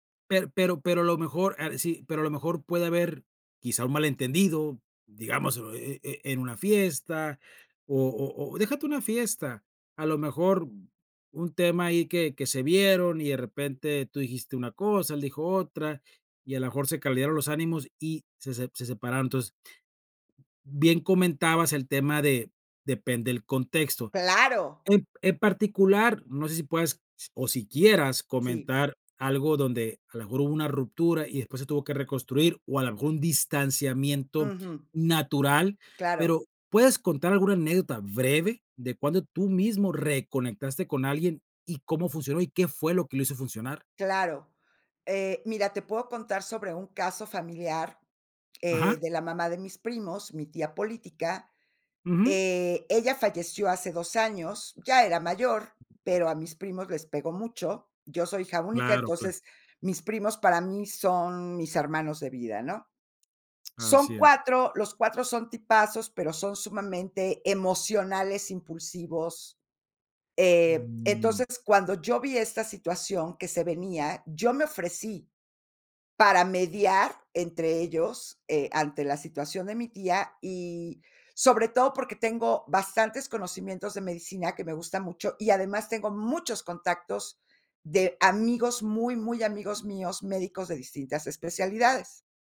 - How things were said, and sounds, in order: other noise
- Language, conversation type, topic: Spanish, podcast, ¿Qué acciones sencillas recomiendas para reconectar con otras personas?